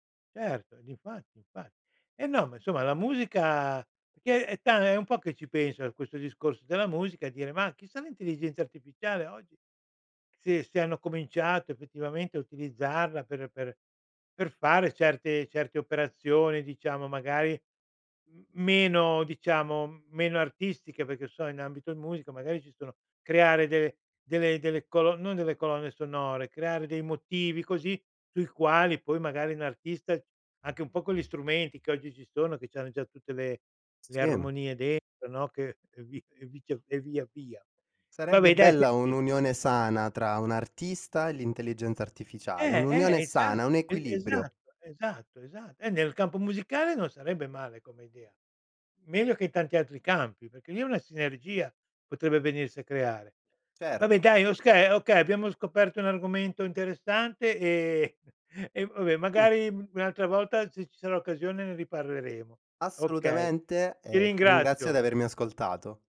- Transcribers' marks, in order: tapping; "okay" said as "oska"; chuckle; laughing while speaking: "e vabbè"
- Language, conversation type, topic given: Italian, podcast, Qual è il brano che ti mette sempre di buon umore?